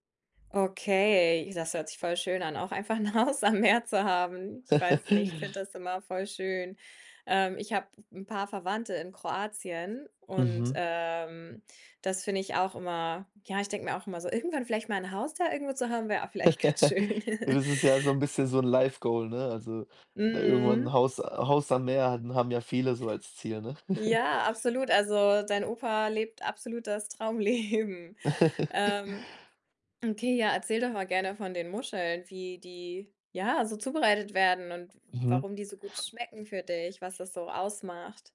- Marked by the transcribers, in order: laughing while speaking: "'n Haus am Meer"; chuckle; tapping; chuckle; laughing while speaking: "schön"; chuckle; in English: "Life Goal"; chuckle; other background noise; laughing while speaking: "Traumleben"; chuckle
- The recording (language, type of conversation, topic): German, podcast, Was ist dein liebstes Gericht bei Familienfeiern?